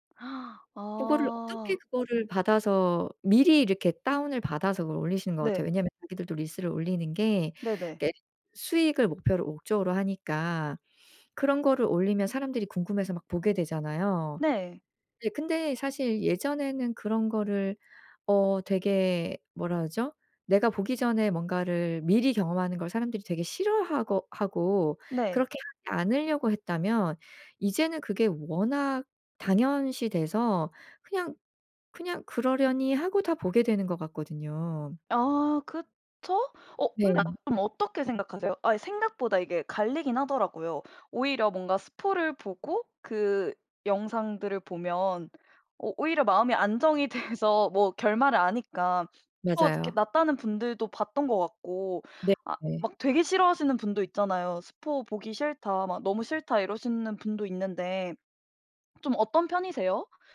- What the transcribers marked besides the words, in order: gasp; other background noise; laughing while speaking: "돼서"
- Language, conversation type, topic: Korean, podcast, 스포일러 문화가 시청 경험을 어떻게 바꿀까요?
- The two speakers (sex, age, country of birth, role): female, 25-29, South Korea, host; female, 45-49, South Korea, guest